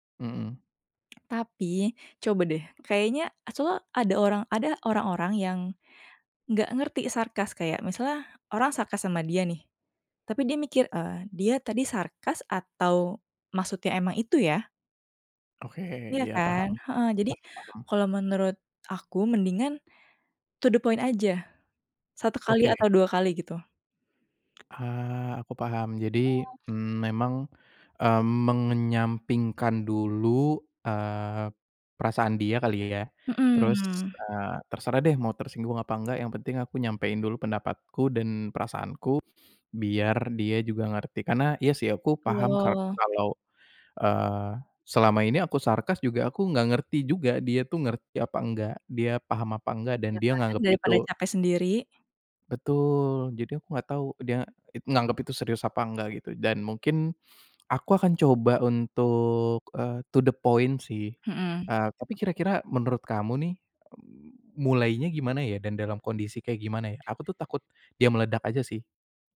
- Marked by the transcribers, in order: other background noise; in English: "to the point"; tapping; in English: "to the point"
- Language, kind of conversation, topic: Indonesian, advice, Bagaimana cara mengatakan tidak pada permintaan orang lain agar rencanamu tidak terganggu?